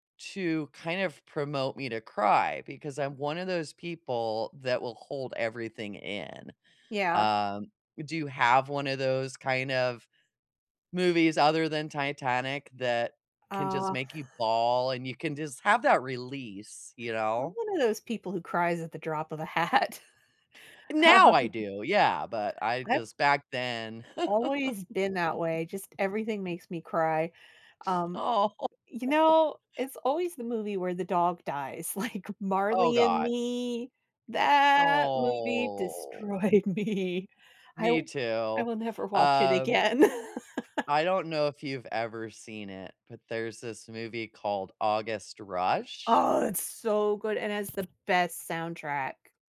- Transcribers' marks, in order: tapping; laughing while speaking: "hat. Uh"; laugh; laughing while speaking: "Oh"; chuckle; laughing while speaking: "Like"; drawn out: "Oh"; laughing while speaking: "destroyed me"; laugh; other background noise; stressed: "best"
- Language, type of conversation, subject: English, unstructured, What movie soundtracks have become the playlist of your life, and what memories do they carry?